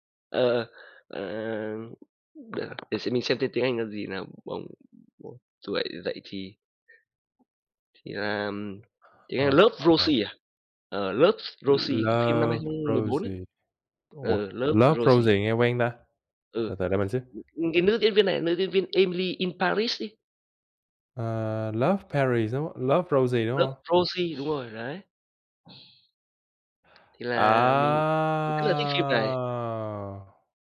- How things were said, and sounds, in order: tapping; other background noise; unintelligible speech
- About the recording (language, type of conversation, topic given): Vietnamese, unstructured, Có nên xem phim như một cách để hiểu các nền văn hóa khác không?